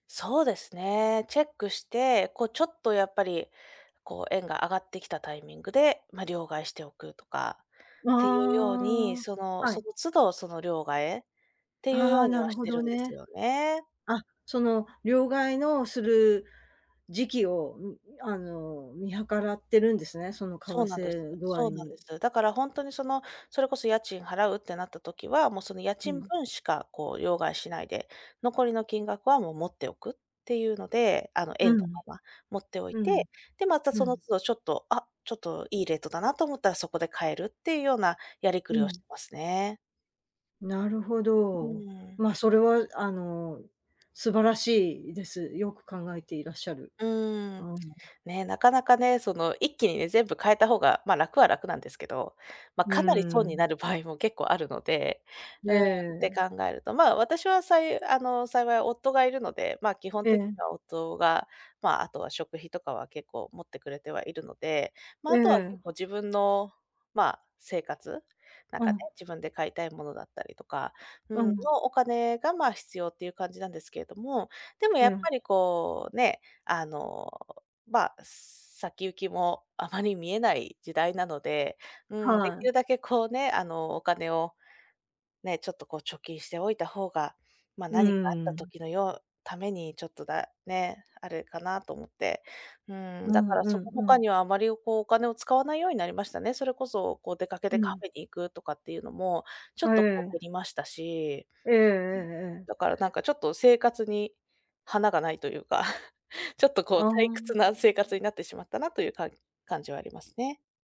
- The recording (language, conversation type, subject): Japanese, advice, 収入が減って生活費の見通しが立たないとき、どうすればよいですか？
- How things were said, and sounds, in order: other background noise; tapping; laughing while speaking: "場合も"; chuckle